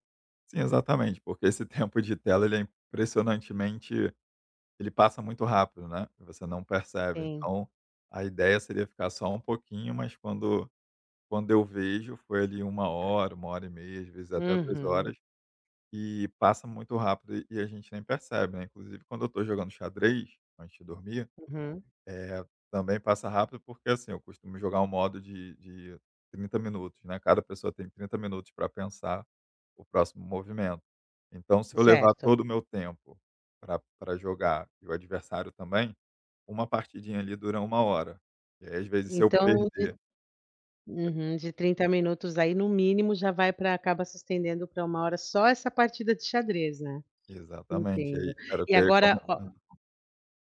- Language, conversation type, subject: Portuguese, advice, Como posso desligar a mente antes de dormir e criar uma rotina para relaxar?
- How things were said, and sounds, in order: laughing while speaking: "tempo"; other background noise; unintelligible speech